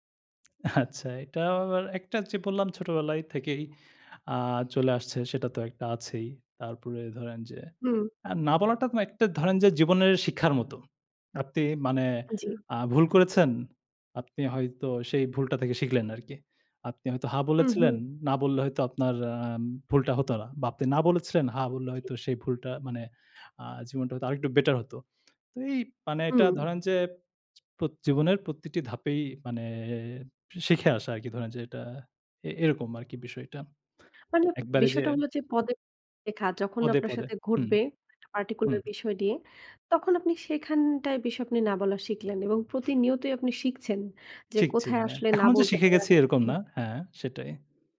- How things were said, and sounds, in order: tapping; other noise; in English: "particular"; other background noise
- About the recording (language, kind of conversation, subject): Bengali, podcast, তুমি কখন ‘না’ বলতে শিখলে?